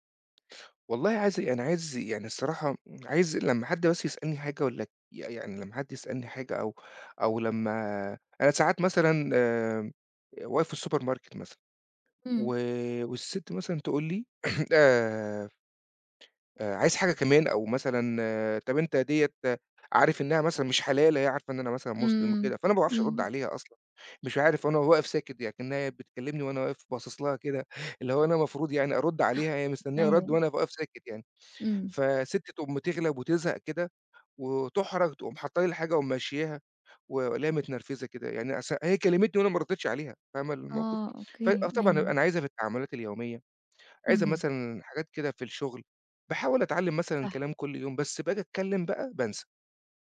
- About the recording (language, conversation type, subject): Arabic, advice, إزاي حاجز اللغة بيأثر على مشاويرك اليومية وبيقلل ثقتك في نفسك؟
- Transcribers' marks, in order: in English: "السوبر ماركت"; throat clearing; other noise